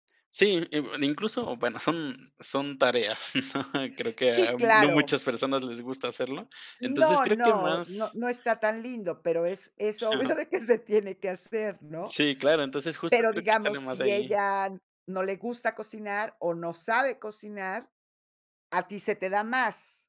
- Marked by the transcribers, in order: chuckle; laughing while speaking: "obvio de que"
- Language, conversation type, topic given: Spanish, podcast, ¿Cómo se reparten las tareas en casa con tu pareja o tus compañeros de piso?